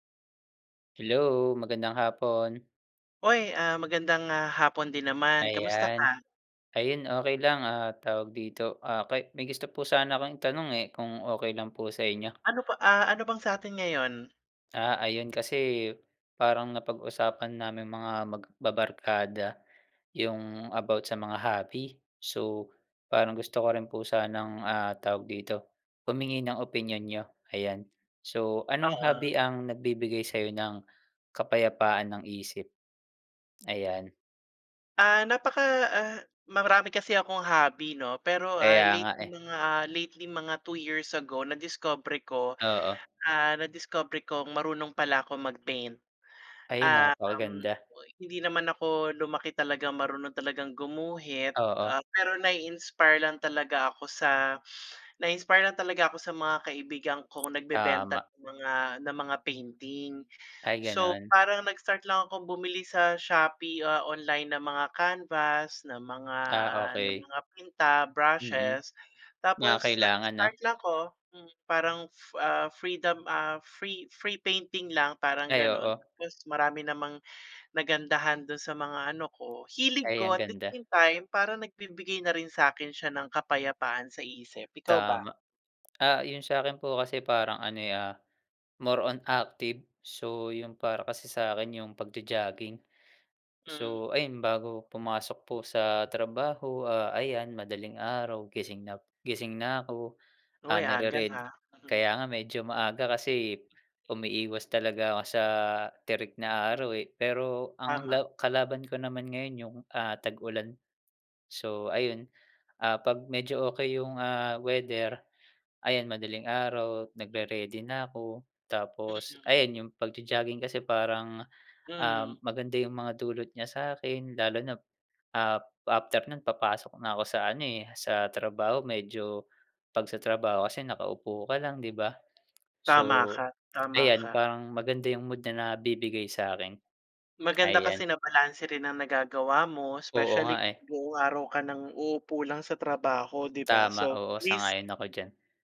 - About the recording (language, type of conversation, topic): Filipino, unstructured, Anong libangan ang nagbibigay sa’yo ng kapayapaan ng isip?
- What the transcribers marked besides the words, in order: other background noise